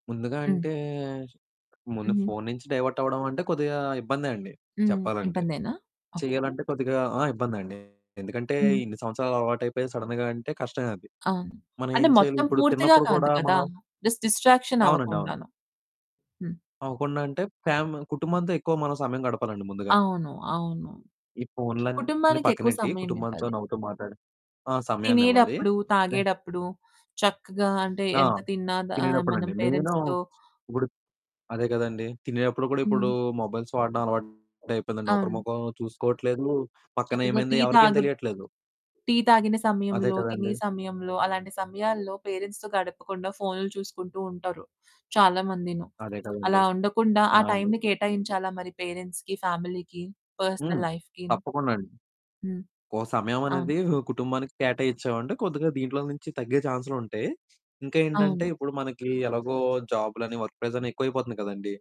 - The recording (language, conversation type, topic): Telugu, podcast, ఫోన్ మరియు సామాజిక మాధ్యమాల వల్ల వచ్చే అంతరాయాలను తగ్గించడానికి మీరు ఏమి చేస్తారు?
- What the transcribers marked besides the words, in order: other background noise; in English: "డైవర్ట్"; distorted speech; in English: "సడెన్‌గా"; in English: "జస్ట్ డిస్ట్రాక్షన్"; in English: "పేరెంట్స్‌తో"; in English: "మొబైల్స్"; in English: "పేరెంట్స్‌తో"; in English: "టైమ్‌ని"; in English: "పేరెంట్స్‌కి, ఫ్యామిలీకి, పర్సనల్ లైఫ్‌కీ"; in English: "జాబ్‌లని, వర్క్ ప్రెజర్"